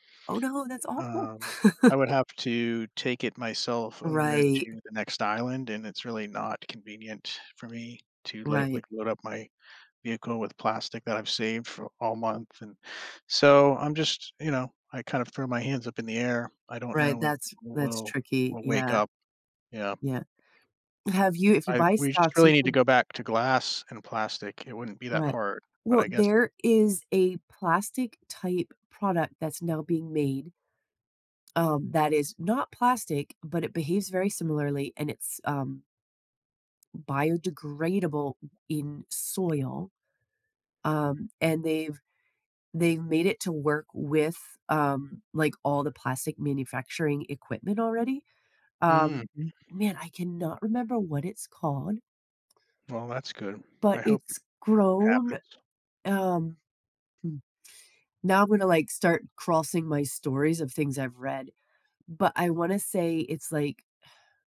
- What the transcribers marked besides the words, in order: chuckle; other background noise; unintelligible speech
- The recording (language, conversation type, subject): English, unstructured, How can I stay true to my values when expectations conflict?